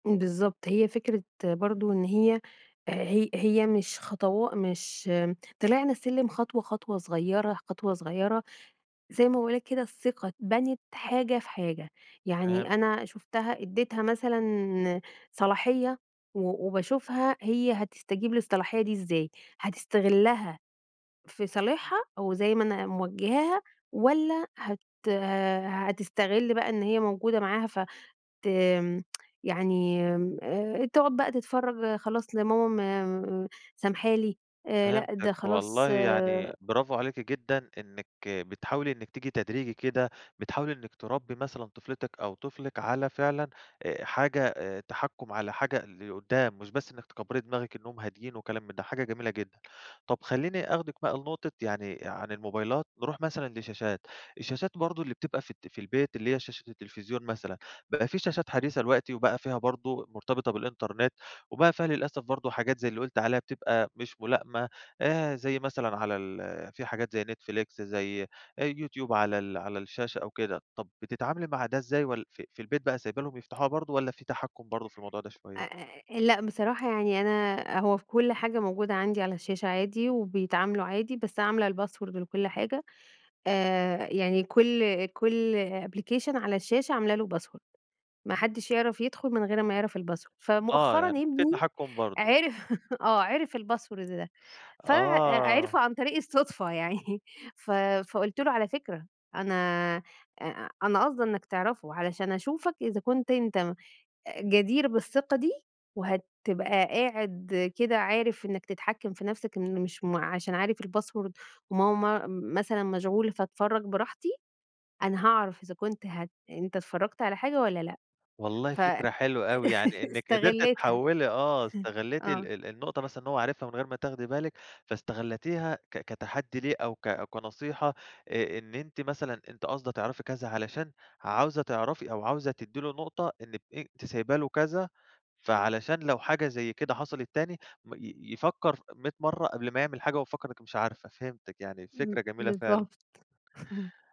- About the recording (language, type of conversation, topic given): Arabic, podcast, إيه رأيك في موضوع الأطفال والشاشات في البيت؟
- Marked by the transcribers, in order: tapping; tsk; other background noise; in English: "الpassword"; in English: "application"; in English: "password"; in English: "الpassword"; laugh; in English: "الpasswords"; laughing while speaking: "يعني"; in English: "الpassword"; laugh; chuckle